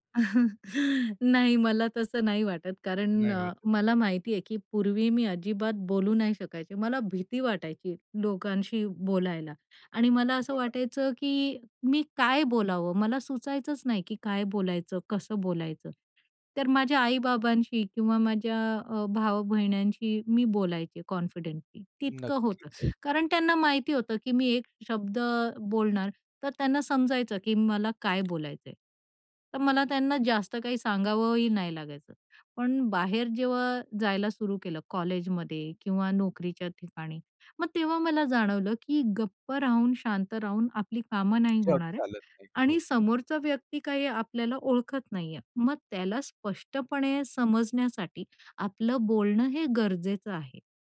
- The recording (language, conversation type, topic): Marathi, podcast, तुझा स्टाइल कसा बदलला आहे, सांगशील का?
- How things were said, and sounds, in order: chuckle; unintelligible speech; tapping; other background noise; in English: "कॉन्फिडेंटली"